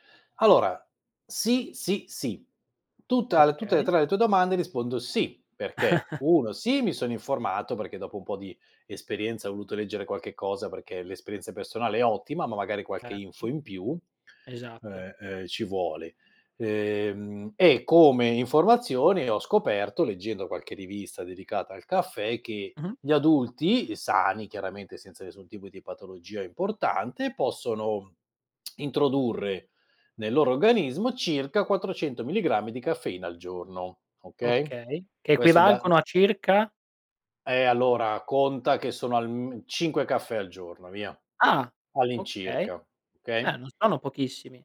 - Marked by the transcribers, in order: chuckle; lip smack
- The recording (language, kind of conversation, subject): Italian, podcast, Come bilanci la caffeina e il riposo senza esagerare?
- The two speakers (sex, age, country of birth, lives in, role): male, 25-29, Italy, Italy, host; male, 50-54, Italy, Italy, guest